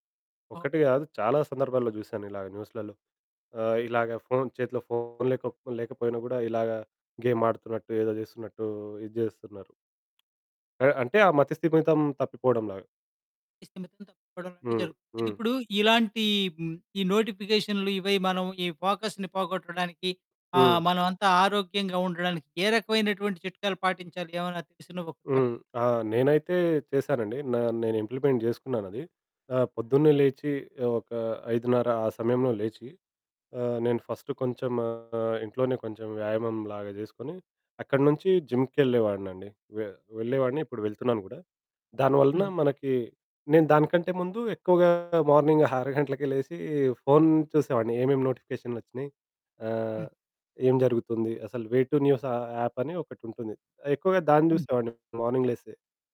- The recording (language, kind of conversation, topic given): Telugu, podcast, నోటిఫికేషన్లు మీ ఏకాగ్రతను ఎలా చెదరగొడతాయి?
- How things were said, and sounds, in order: distorted speech; tapping; in English: "ఫోకస్‌ని"; in English: "ఫస్ట్"; in English: "జిమ్‌కెళ్ళే"; static; in English: "మార్నింగ్"; giggle; in English: "వే టు న్యూస్"; in English: "మార్నింగ్"